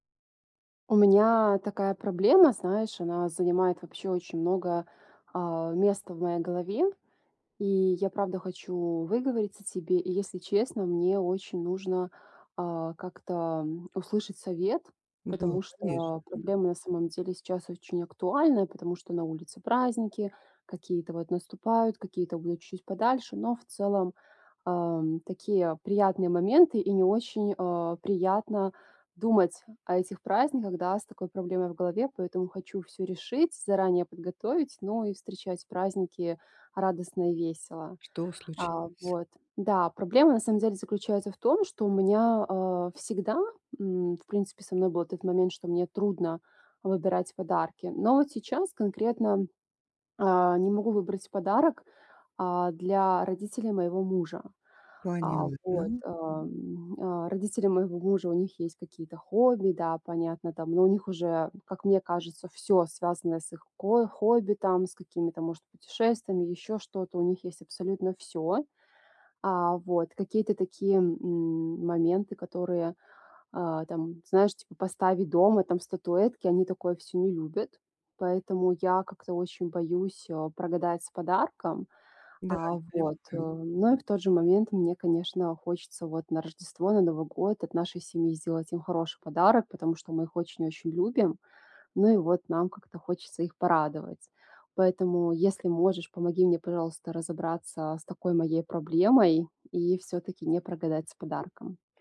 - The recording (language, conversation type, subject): Russian, advice, Как выбрать подарок близкому человеку и не бояться, что он не понравится?
- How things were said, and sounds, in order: none